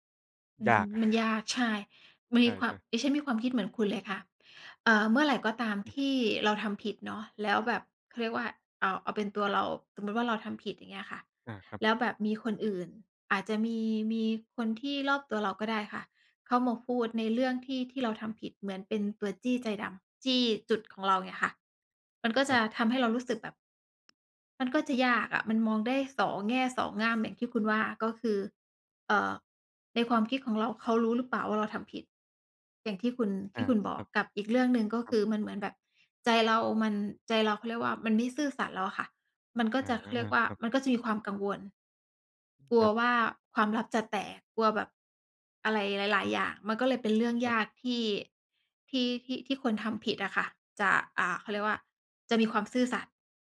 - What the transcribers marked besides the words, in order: chuckle; tapping
- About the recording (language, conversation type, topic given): Thai, unstructured, เมื่อไหร่ที่คุณคิดว่าความซื่อสัตย์เป็นเรื่องยากที่สุด?